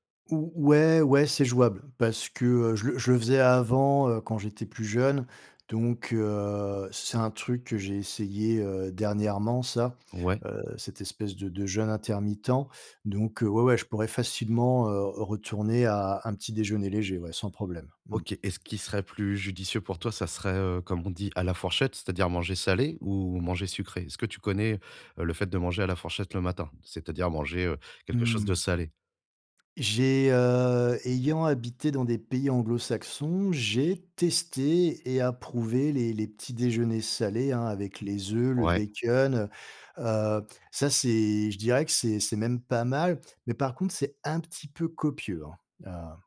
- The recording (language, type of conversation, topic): French, advice, Comment équilibrer mon alimentation pour avoir plus d’énergie chaque jour ?
- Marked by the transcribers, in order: drawn out: "heu"; other background noise; stressed: "testé"; stressed: "un"